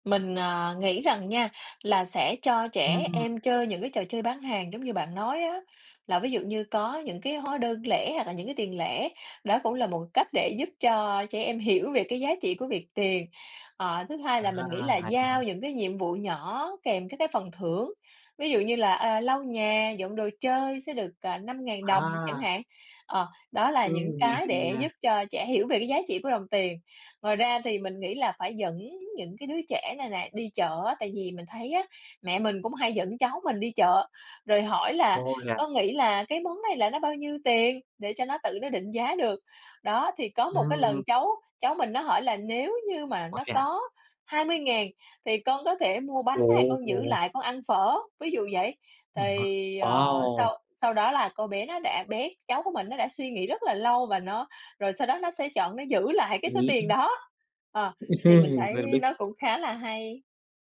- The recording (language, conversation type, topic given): Vietnamese, unstructured, Làm thế nào để dạy trẻ về tiền bạc?
- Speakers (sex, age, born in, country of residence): female, 35-39, Vietnam, Vietnam; male, 25-29, Vietnam, Vietnam
- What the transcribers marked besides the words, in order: tapping; other background noise; chuckle